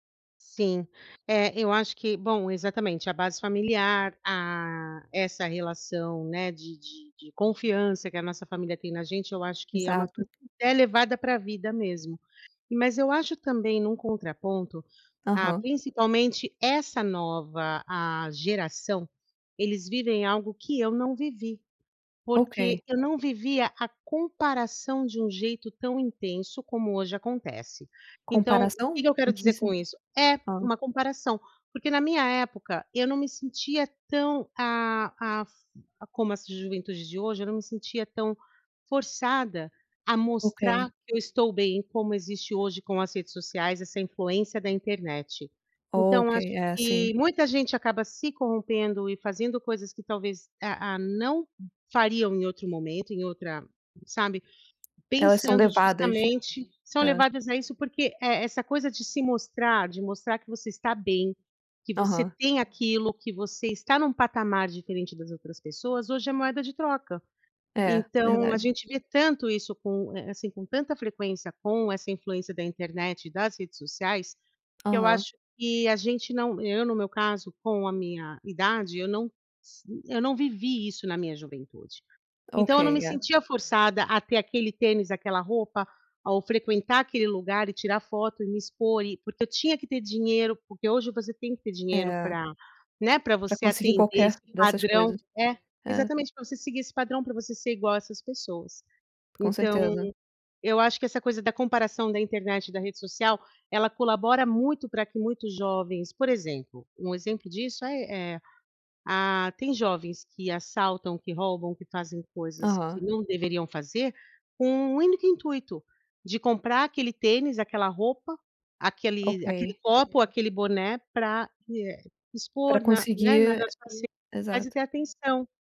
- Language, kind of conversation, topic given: Portuguese, unstructured, Você acha que o dinheiro pode corromper as pessoas?
- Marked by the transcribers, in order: tapping